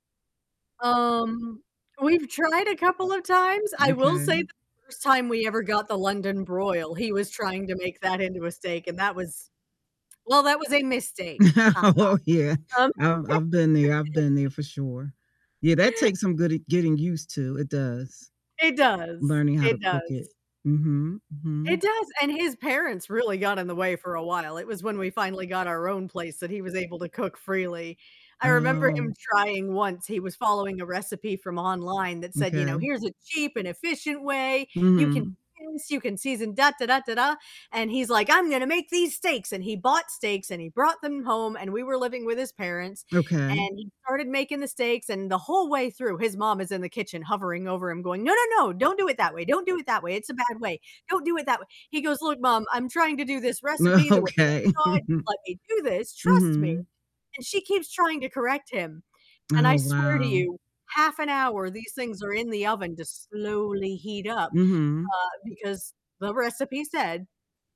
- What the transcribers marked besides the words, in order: distorted speech; static; laughing while speaking: "Oh"; laugh; other background noise; laughing while speaking: "Okay"; chuckle
- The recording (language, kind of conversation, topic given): English, unstructured, How can you talk about budget-friendly eating without making it feel limiting?
- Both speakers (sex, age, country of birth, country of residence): female, 40-44, United States, United States; female, 60-64, United States, United States